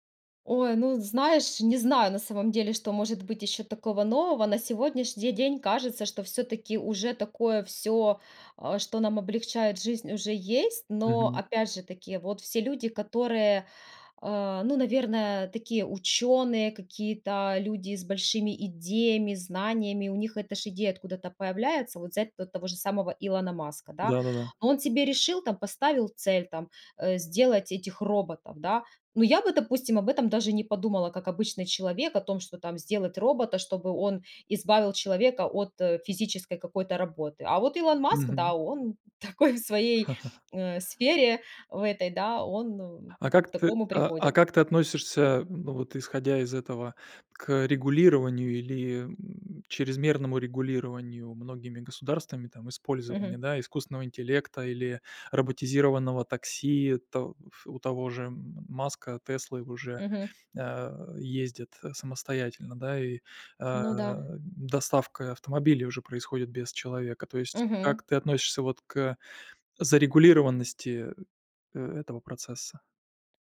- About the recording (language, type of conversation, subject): Russian, podcast, Как вы относитесь к использованию ИИ в быту?
- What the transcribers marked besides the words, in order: laugh; laughing while speaking: "такой"